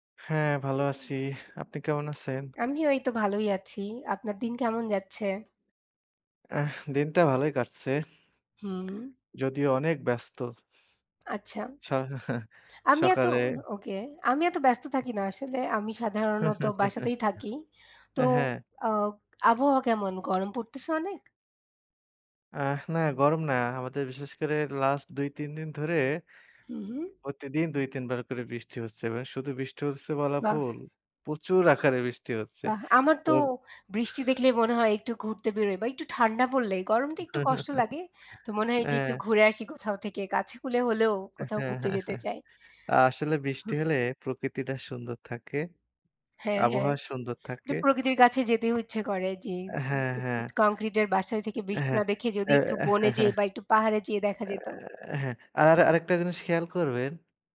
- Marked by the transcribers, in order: tapping; laughing while speaking: "চ্ছা"; "আচ্ছা" said as "চ্ছা"; laugh; other background noise; laugh; chuckle; chuckle
- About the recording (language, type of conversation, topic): Bengali, unstructured, আপনার স্মৃতিতে সবচেয়ে প্রিয় ভ্রমণের গল্প কোনটি?